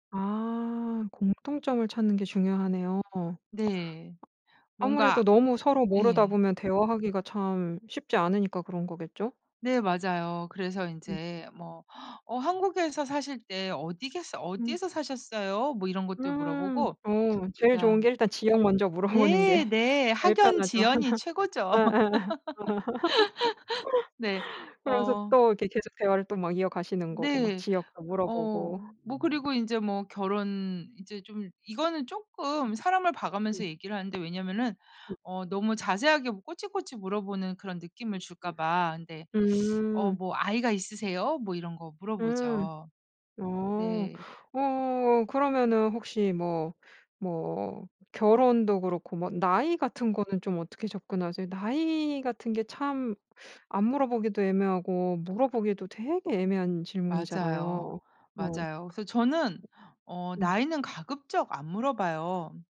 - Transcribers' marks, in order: other background noise; tapping; laughing while speaking: "물어보는 게"; laugh; laughing while speaking: "어어어"; laugh; unintelligible speech
- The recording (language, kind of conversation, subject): Korean, podcast, 처음 만난 사람과 자연스럽게 친해지려면 어떻게 해야 하나요?